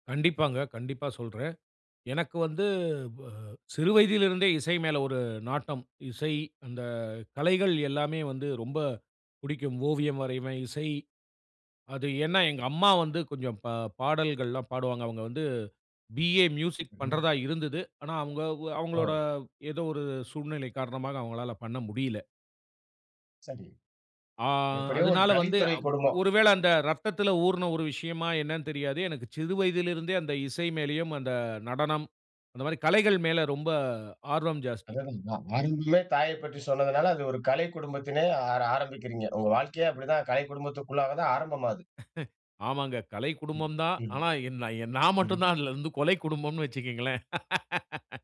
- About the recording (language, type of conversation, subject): Tamil, podcast, உங்கள் இசைச் சுவை எப்படி உருவானது?
- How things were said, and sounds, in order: other background noise; drawn out: "ஆ"; unintelligible speech; laughing while speaking: "ஆமாங்க கலை குடும்பம் தான். ஆனா … கொலை குடும்பம்னு வச்சுக்கோங்களேன்"